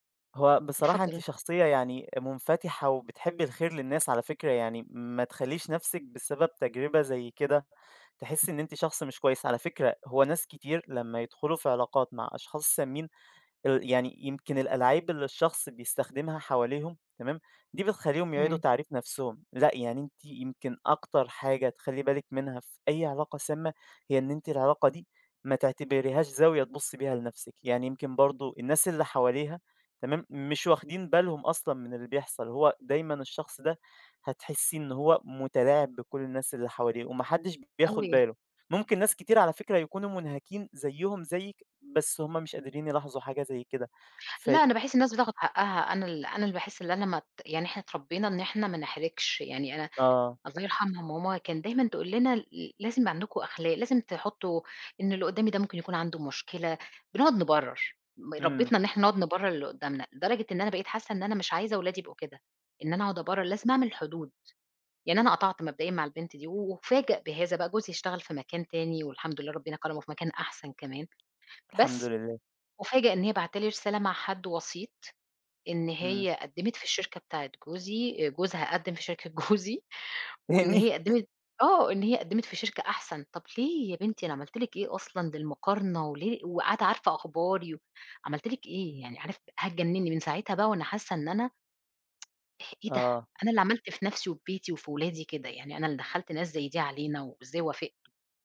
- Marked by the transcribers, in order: tapping; laugh; tsk
- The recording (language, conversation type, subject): Arabic, advice, إزاي بتحس لما ما بتحطّش حدود واضحة في العلاقات اللي بتتعبك؟